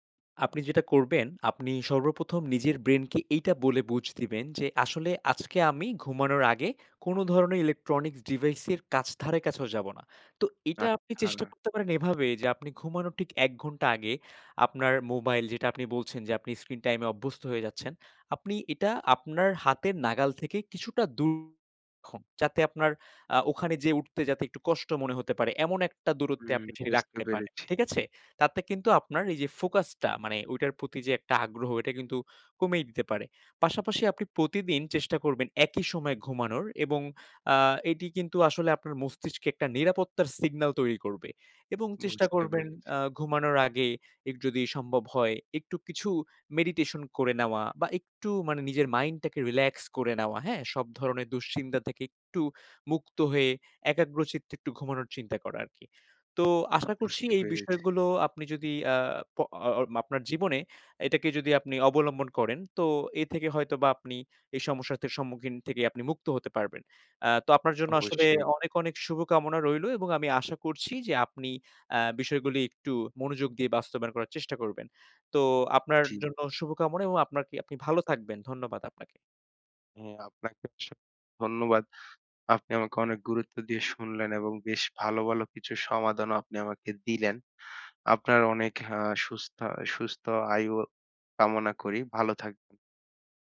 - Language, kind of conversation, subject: Bengali, advice, বারবার ভীতিকর স্বপ্ন দেখে শান্তিতে ঘুমাতে না পারলে কী করা উচিত?
- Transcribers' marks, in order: "সমস্যাটার" said as "সমস্যাতের"; "অসংখ্য" said as "অসং"